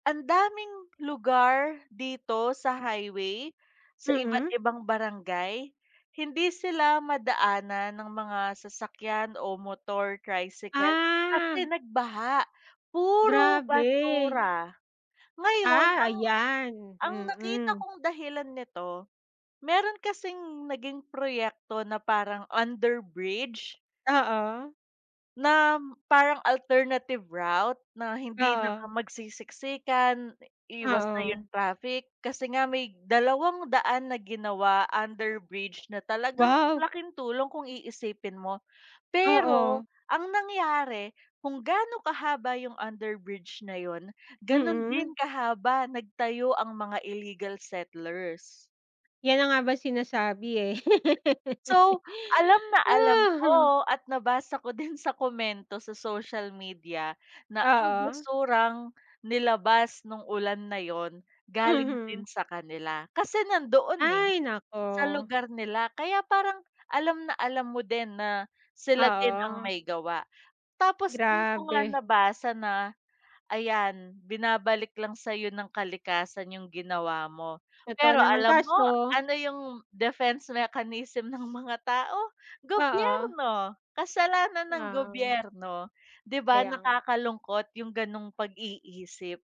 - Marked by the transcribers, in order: other background noise; stressed: "basura"; background speech; tapping; laugh; alarm
- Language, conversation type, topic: Filipino, unstructured, Ano ang nararamdaman mo tungkol sa mga isyung pangkalikasan na hindi nabibigyang pansin?